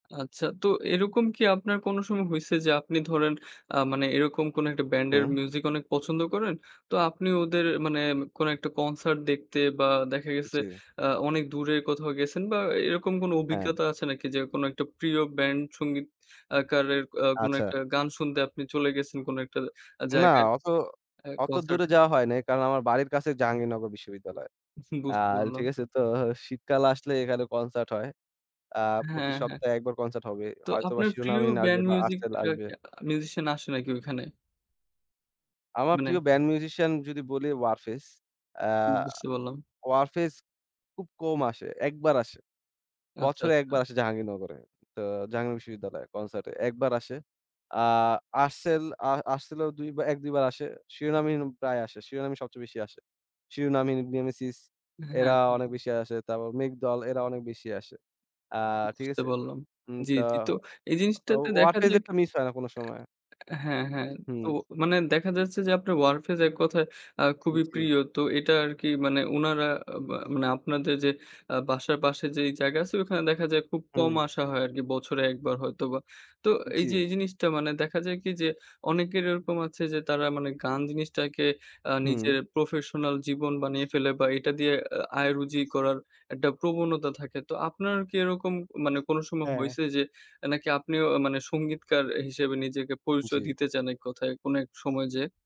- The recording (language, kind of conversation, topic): Bengali, podcast, তোমার প্রথম সঙ্গীতের স্মৃতি কী?
- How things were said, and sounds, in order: chuckle; laughing while speaking: "তো"; other background noise